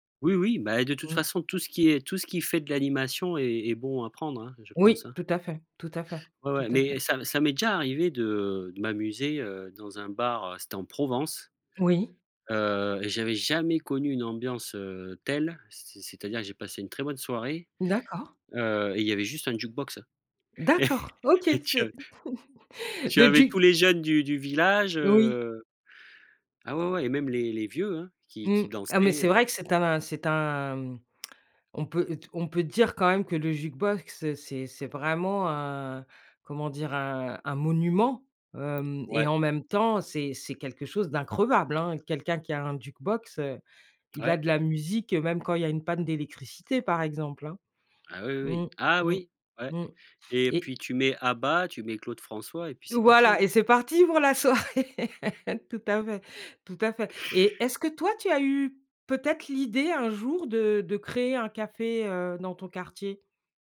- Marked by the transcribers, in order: other background noise; stressed: "jamais"; chuckle; laughing while speaking: "et"; chuckle; tapping; stressed: "vraiment"; laughing while speaking: "soirée"; laugh
- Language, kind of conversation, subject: French, podcast, Qu’est-ce qu’un café de quartier animé change vraiment ?
- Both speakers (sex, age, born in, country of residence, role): female, 45-49, France, United States, host; male, 40-44, France, France, guest